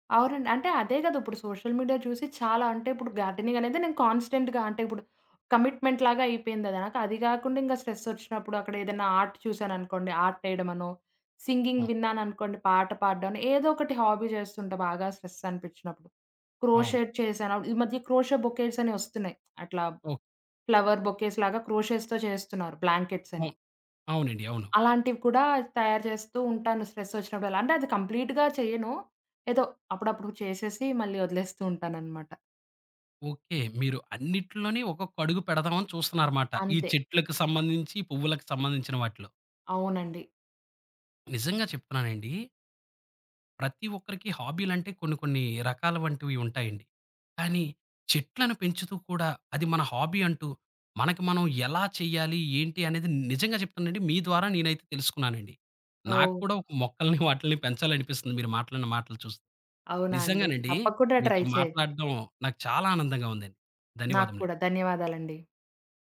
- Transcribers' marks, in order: in English: "సోషల్ మీడియా"; in English: "కాన్స్టెంట్‌గా"; in English: "కమిట్మెంట్‌లాగా"; in English: "ఆర్ట్"; in English: "సింగింగ్"; in English: "హాబీ"; in English: "క్రోషేడ్"; in English: "క్రోషే బొకేట్స్"; in English: "ఫ్లవర్ బొకేస్‌లాగా క్రోషెస్‌తో"; in English: "కంప్లీట్‌గా"; in English: "హాబీ"; giggle; in English: "ట్రై"
- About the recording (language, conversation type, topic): Telugu, podcast, హాబీలు మీ ఒత్తిడిని తగ్గించడంలో ఎలా సహాయపడతాయి?